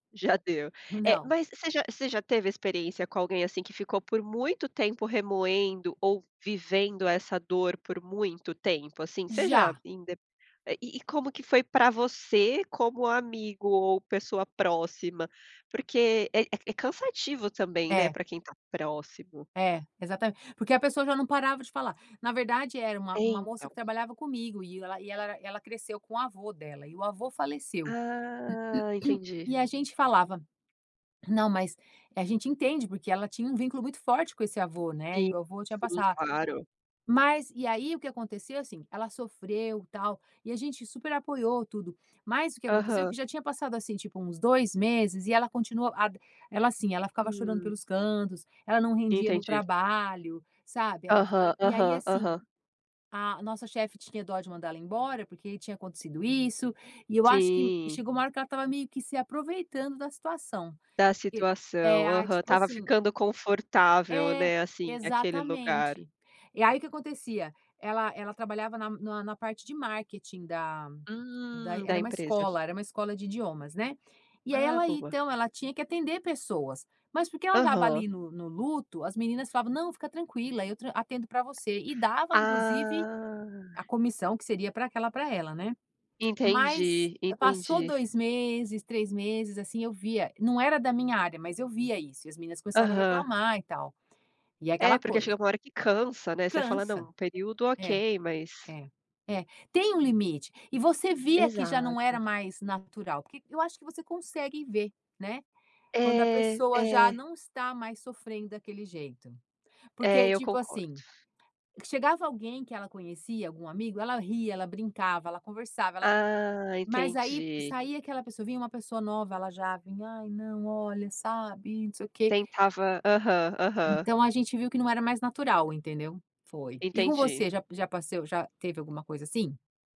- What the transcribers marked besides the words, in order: throat clearing; tapping; other background noise; "passou" said as "passeu"
- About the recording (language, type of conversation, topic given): Portuguese, unstructured, É justo cobrar alguém para “parar de sofrer” logo?